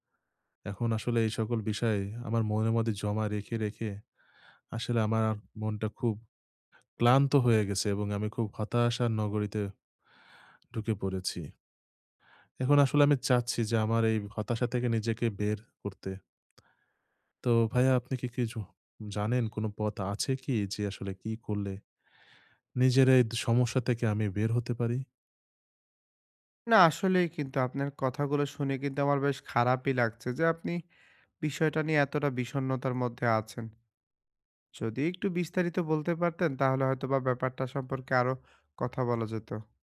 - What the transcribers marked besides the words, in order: horn; tapping
- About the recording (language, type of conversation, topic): Bengali, advice, বিরোধের সময় কীভাবে সম্মান বজায় রেখে সহজভাবে প্রতিক্রিয়া জানাতে পারি?